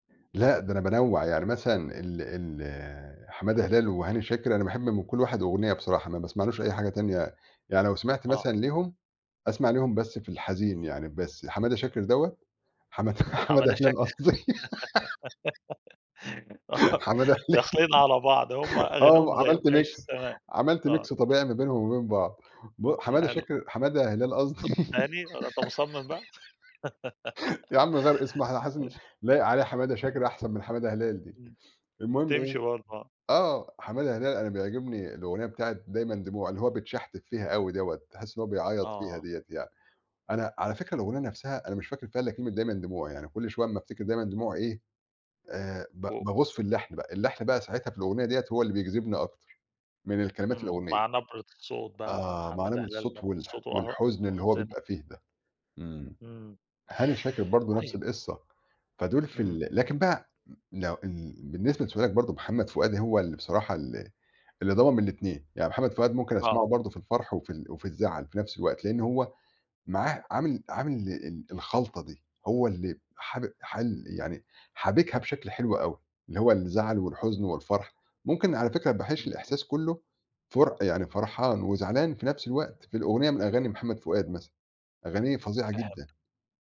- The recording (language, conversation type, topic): Arabic, podcast, إزاي بتختار أغنية تناسب مزاجك لما تكون زعلان أو فرحان؟
- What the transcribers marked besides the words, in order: laughing while speaking: "حماد حمادة هلال قصْدي"; giggle; laughing while speaking: "آه"; giggle; laughing while speaking: "حمادة هلال"; in English: "mix"; in English: "mix"; tapping; giggle; unintelligible speech; giggle